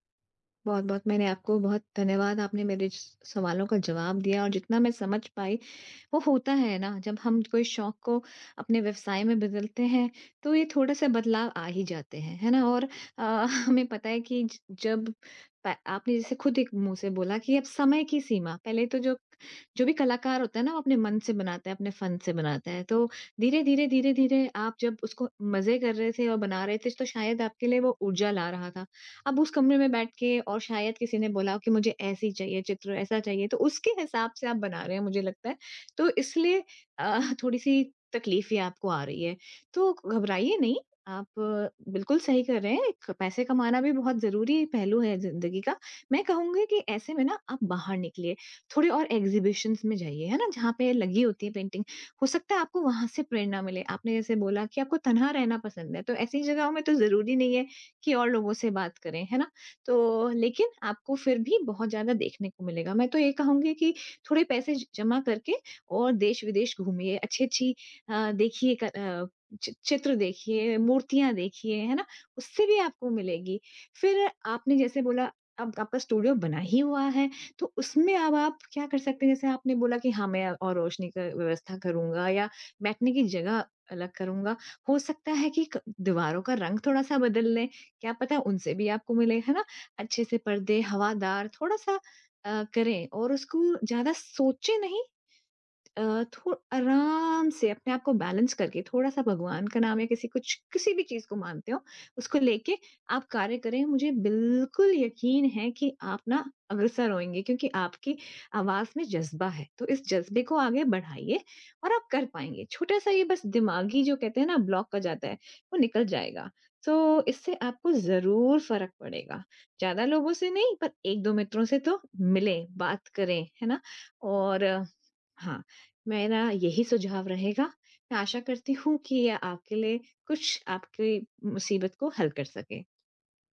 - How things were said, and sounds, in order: laughing while speaking: "हमें"; in English: "फन"; in English: "एक्ज़िबिशन्स"; in English: "पेंटिंग"; in English: "स्टूडियो"; tapping; in English: "बैलेंस"; in English: "ब्लॉक"
- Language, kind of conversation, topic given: Hindi, advice, परिचित माहौल में निरंतर ऊब महसूस होने पर नए विचार कैसे लाएँ?
- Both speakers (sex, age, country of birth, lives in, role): female, 40-44, India, Netherlands, advisor; male, 30-34, India, India, user